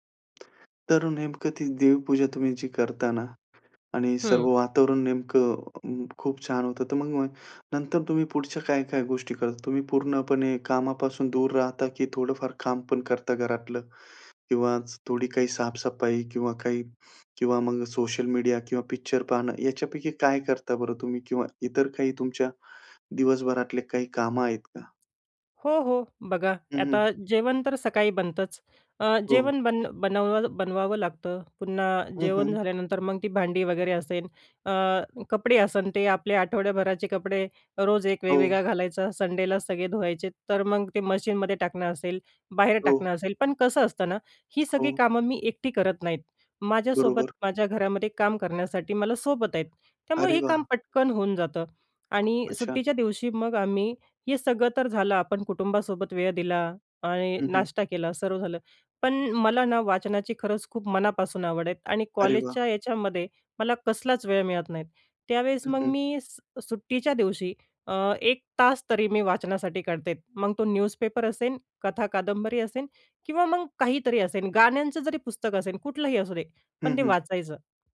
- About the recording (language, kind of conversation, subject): Marathi, podcast, तुमचा आदर्श सुट्टीचा दिवस कसा असतो?
- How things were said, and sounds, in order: other background noise; tapping; in English: "न्यूजपेपर"